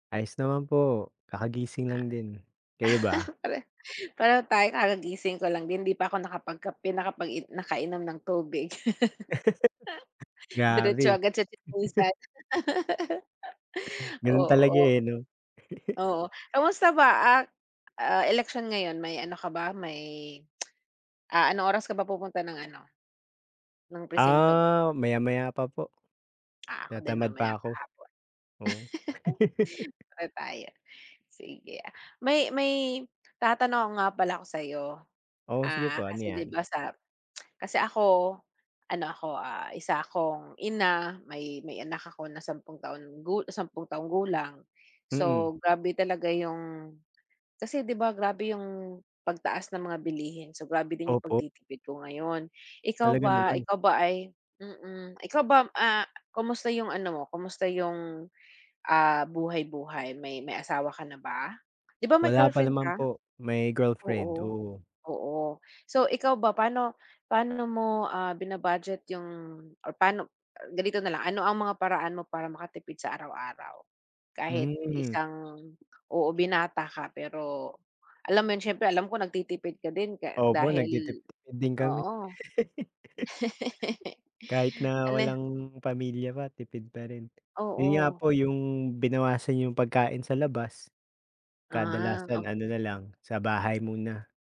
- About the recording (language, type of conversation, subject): Filipino, unstructured, Ano ang mga paraan mo para makatipid sa pang-araw-araw?
- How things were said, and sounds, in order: laugh; laughing while speaking: "Pare"; laugh; laugh; laugh; lip smack; other background noise; laugh; tongue click; laugh